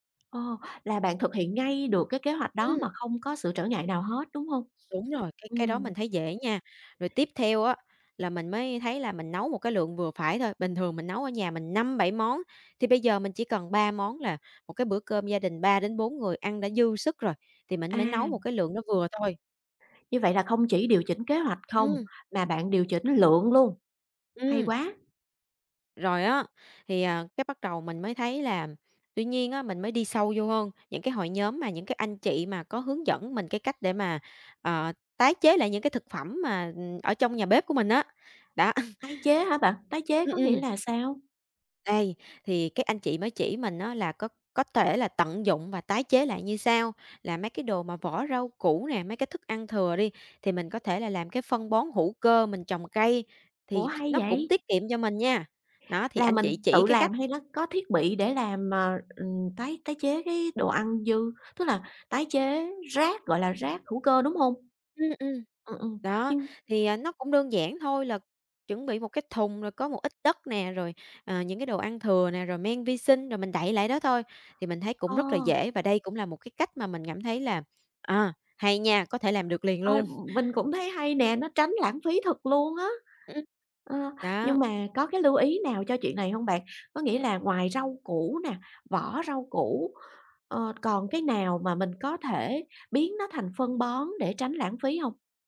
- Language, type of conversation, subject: Vietnamese, podcast, Bạn làm thế nào để giảm lãng phí thực phẩm?
- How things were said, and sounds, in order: tapping; chuckle; other background noise; chuckle